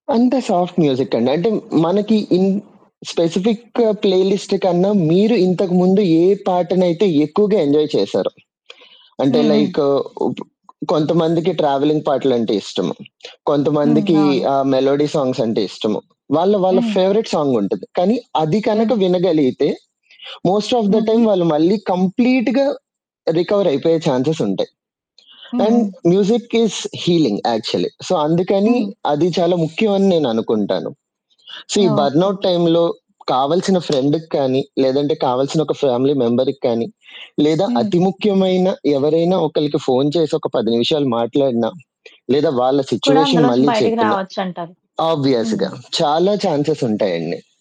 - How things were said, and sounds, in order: static; in English: "సాఫ్ట్ మ్యూజిక్"; in English: "ఇన్"; in English: "ప్లేలిస్ట్"; in English: "ఎంజాయ్"; other background noise; in English: "ట్రావెలింగ్"; in English: "మెలోడీ సాంగ్స్"; in English: "ఫేవరెట్ సాంగ్"; in English: "మోస్ట్ ఆఫ్ ద టైమ్"; in English: "కంప్లీట్‌గా రికవర్"; in English: "చాన్సెస్"; in English: "అండ్ మ్యూజిక్ ఈస్ హీలింగ్ యాక్చువల్లీ. సో"; in English: "సో"; in English: "బర్నౌట్ టైమ్‌లో"; in English: "ఫ్రెండ్‌కి"; in English: "ఫ్యామిలీ మెంబర్‌కి"; in English: "సిట్యుయేషన్"; in English: "ఆబ్వియస్‌గా"; in English: "చాన్సెస్"
- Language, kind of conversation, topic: Telugu, podcast, బర్నౌట్ నుంచి కోలుకోవడానికి మీరు ఏ చర్యలు తీసుకున్నారు?